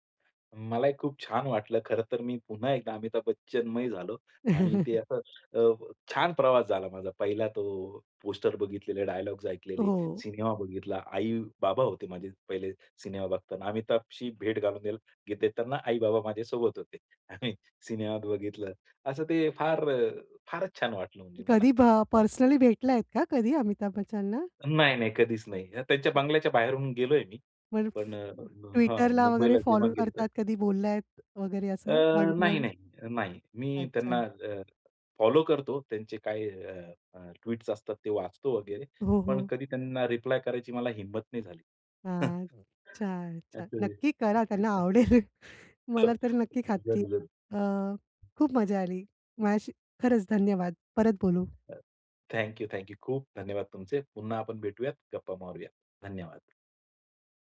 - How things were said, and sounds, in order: chuckle; laughing while speaking: "आणि"; other noise; in English: "वन टू वन?"; dog barking; unintelligible speech; laughing while speaking: "आवडेल"; other background noise; unintelligible speech; unintelligible speech; tapping
- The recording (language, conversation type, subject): Marathi, podcast, तुझ्यावर सर्वाधिक प्रभाव टाकणारा कलाकार कोण आहे?